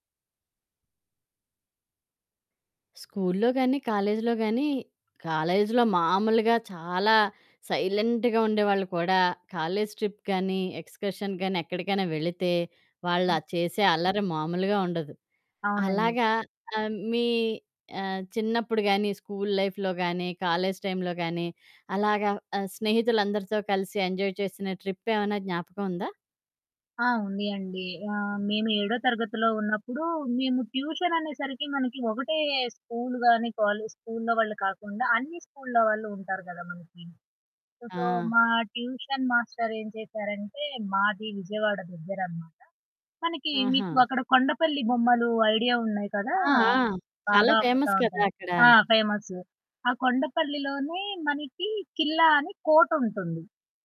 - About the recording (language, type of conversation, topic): Telugu, podcast, మీ స్కూల్ లేదా కాలేజ్ ట్రిప్‌లో జరిగిన అత్యంత రోమాంచక సంఘటన ఏది?
- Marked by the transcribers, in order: in English: "సైలెంట్‌గా"; in English: "ట్రిప్"; in English: "ఎక్స్కర్షన్"; other background noise; in English: "లైఫ్‌లో"; in English: "ఎంజాయ్"; in English: "ట్రిప్"; static; in English: "ట్యూషన్"; in English: "సో"; in English: "ట్యూషన్"; in English: "ఫేమస్"; in English: "ఫేమస్"